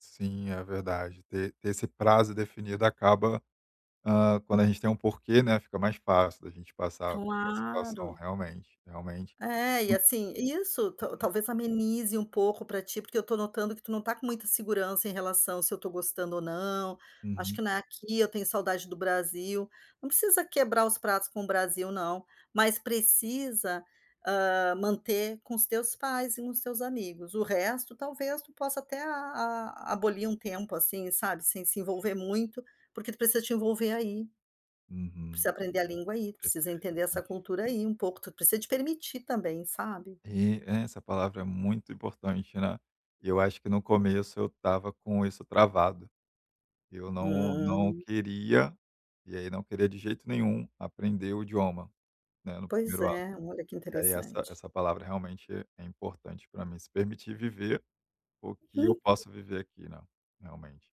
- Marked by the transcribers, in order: unintelligible speech; unintelligible speech; tapping
- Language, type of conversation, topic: Portuguese, advice, Como lidar com a saudade intensa de família e amigos depois de se mudar de cidade ou de país?